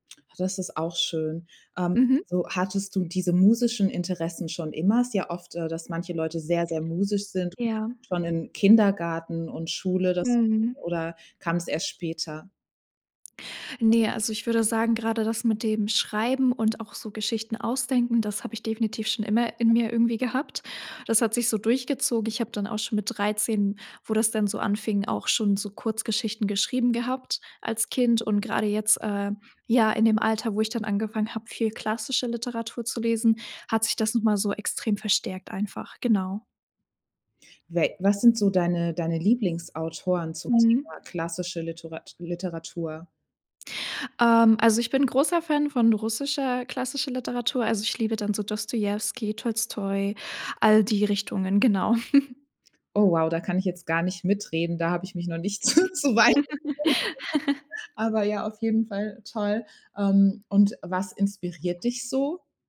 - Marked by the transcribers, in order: tapping; other background noise; chuckle; laugh; laughing while speaking: "so zu weit"; unintelligible speech
- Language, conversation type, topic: German, podcast, Wie stärkst du deine kreative Routine im Alltag?